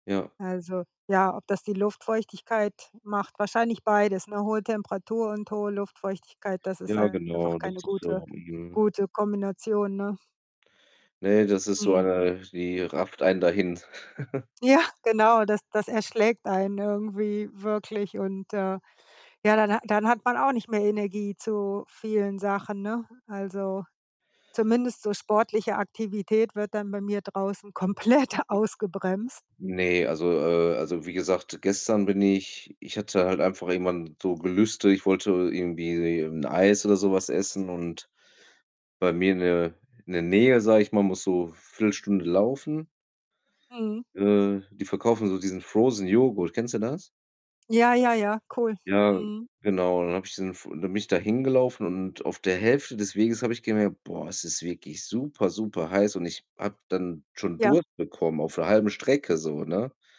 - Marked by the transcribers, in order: other background noise; distorted speech; chuckle; laughing while speaking: "Ja"; laughing while speaking: "komplett"
- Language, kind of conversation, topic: German, unstructured, Wie beeinflusst das Wetter deine Stimmung und deine Pläne?